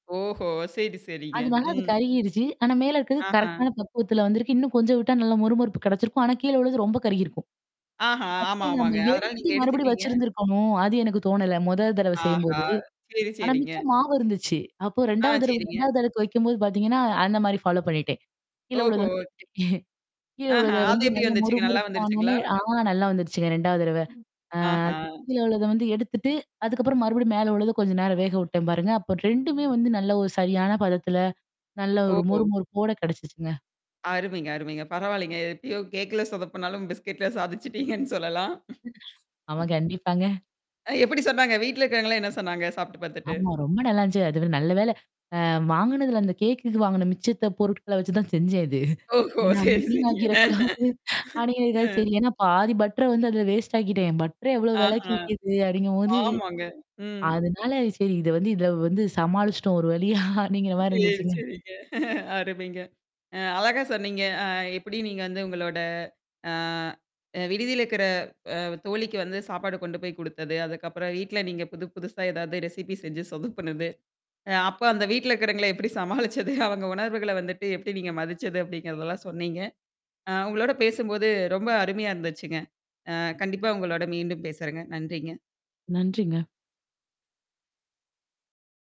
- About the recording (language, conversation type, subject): Tamil, podcast, வீட்டில் சமைக்கும் உணவின் சுவை ‘வீடு’ என்ற உணர்வை எப்படி வரையறுக்கிறது?
- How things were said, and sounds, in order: other background noise; distorted speech; in English: "ஃபாலோ"; chuckle; other noise; tapping; laughing while speaking: "பரவாயில்லங்க. எப்பயும் கேக்ல சொத பண்ணாலும் பிஸ்கெட்ல சாதிச்சுட்டீங்கன்னு சொல்லலாம்"; laughing while speaking: "ஆமா கண்டிப்பாங்க"; laughing while speaking: "தான் செஞ்சேன் இது. ஏன்னா வீன் ஆக்கிடக்கூடாது"; laughing while speaking: "ஓஹோ! சரி, சரிங்க. அ"; in English: "பட்டர"; in English: "பட்டர"; laughing while speaking: "சமாளிச்சுட்டோம் ஒரு வழியா அப்படிங்கிற மாரி இருந்துச்சுங்க"; chuckle; in English: "ரெசிபி"; laughing while speaking: "வீட்ல இருக்கவங்கள எப்படி சமாளிச்சது?"